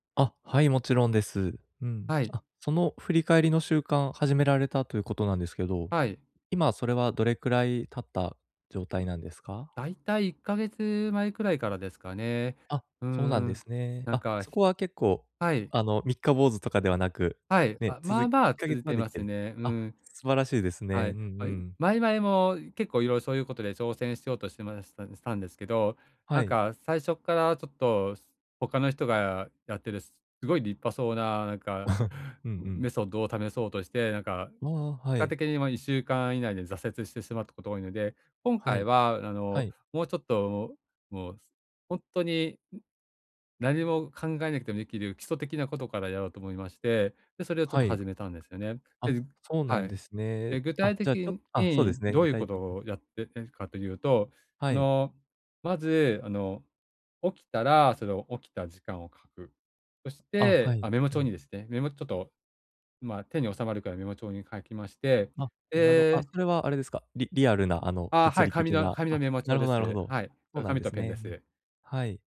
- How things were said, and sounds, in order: chuckle; other noise
- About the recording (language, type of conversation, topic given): Japanese, advice, 振り返りを記録する習慣を、どのように成長につなげればよいですか？